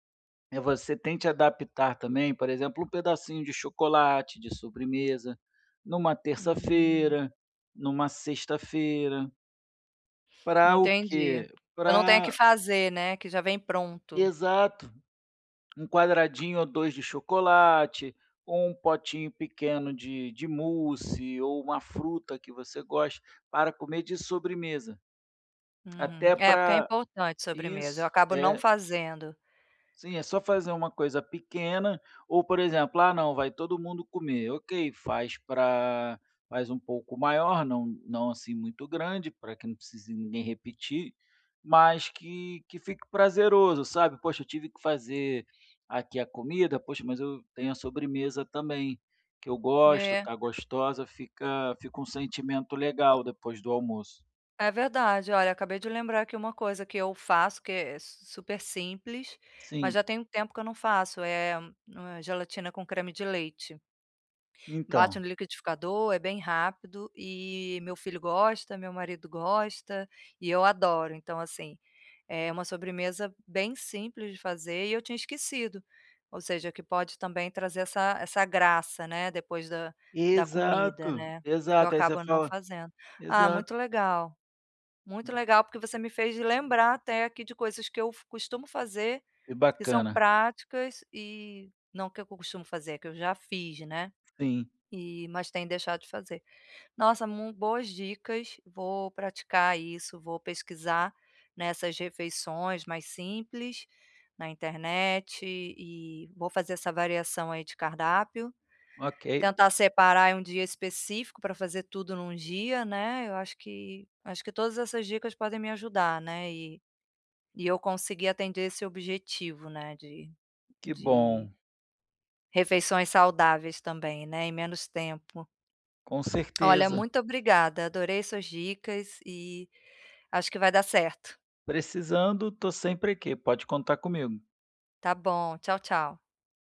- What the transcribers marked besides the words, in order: tapping; other background noise
- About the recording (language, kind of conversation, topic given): Portuguese, advice, Como posso preparar refeições saudáveis em menos tempo?
- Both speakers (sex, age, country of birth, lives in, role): female, 45-49, Brazil, Portugal, user; male, 35-39, Brazil, Spain, advisor